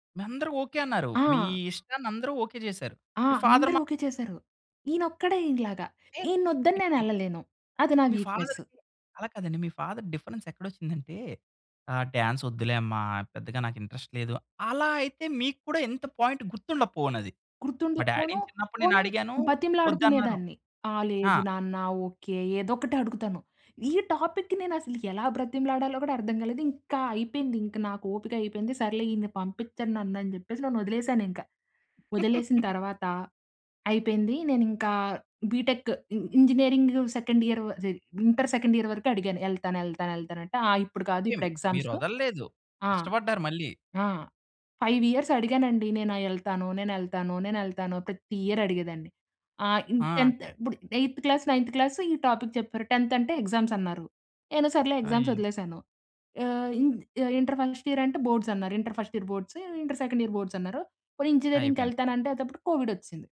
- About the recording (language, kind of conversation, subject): Telugu, podcast, మీ వ్యక్తిగత ఇష్టాలు కుటుంబ ఆశలతో ఎలా సరిపోతాయి?
- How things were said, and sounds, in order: in English: "ఫాదర్"; other noise; in English: "వీక్నెస్"; in English: "ఫాదర్‌కి"; in English: "ఫాదర్ డిఫరెన్స్"; in English: "డాన్స్"; in English: "ఇంట్రెస్ట్"; in English: "పాయింట్"; in English: "డ్యాడీ‌ని"; in English: "టాపిక్"; giggle; in English: "బీటెక్ ఇ ఇంజినీరింగ్ సెకండ్ ఇయర్"; in English: "ఇంటర్ సెకండ్ ఇయర్"; in English: "ఎగ్జామ్స్"; in English: "ఫైవ్ ఇయర్స్"; in English: "ఇయర్"; in English: "టెన్త్"; in English: "ఎయిత్ క్లాస్ నైన్త్ క్లాస్"; in English: "టాపిక్"; in English: "టెన్త్"; in English: "ఎగ్జామ్స్"; in English: "ఎగ్జామ్స్"; in English: "ఇ ఇంటర్ ఫస్ట్ ఇయర్"; in English: "బోర్డ్స్"; in English: "ఇంటర్ ఫస్ట్ ఇయర్ బోర్డ్స్ ఇంటర్ సెకండ్ ఇయర్ బోర్డ్స్"; in English: "ఇంజనీరింగ్‌కి"; in English: "కోవిడ్"